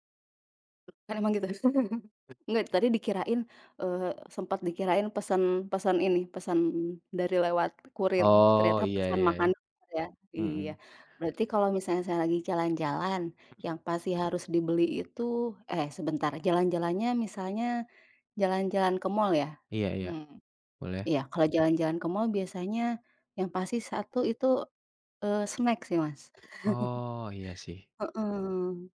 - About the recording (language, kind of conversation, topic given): Indonesian, unstructured, Apa hidangan yang paling sering kamu pesan saat makan di luar?
- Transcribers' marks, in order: other background noise; laugh; tapping; in English: "snack"; laugh